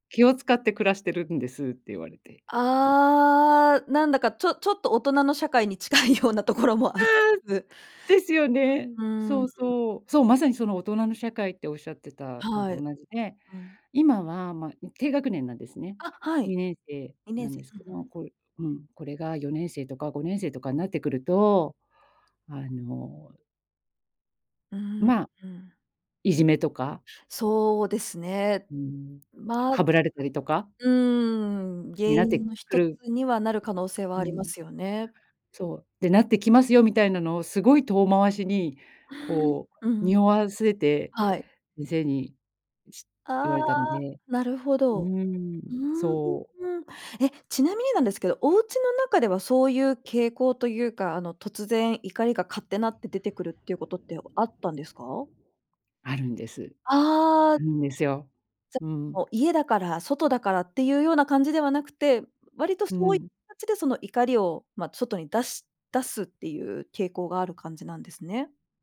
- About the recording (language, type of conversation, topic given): Japanese, advice, 感情をため込んで突然爆発する怒りのパターンについて、どのような特徴がありますか？
- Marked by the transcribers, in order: laughing while speaking: "近いようなところも"